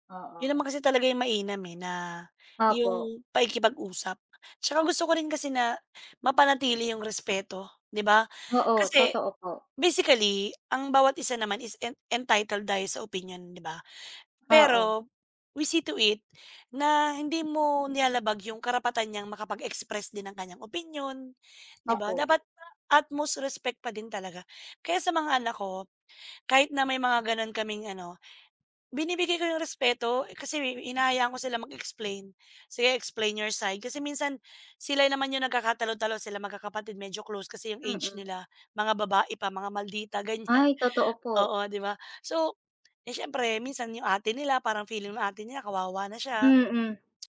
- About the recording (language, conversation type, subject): Filipino, unstructured, Paano mo haharapin ang hindi pagkakaunawaan sa pamilya?
- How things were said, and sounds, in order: none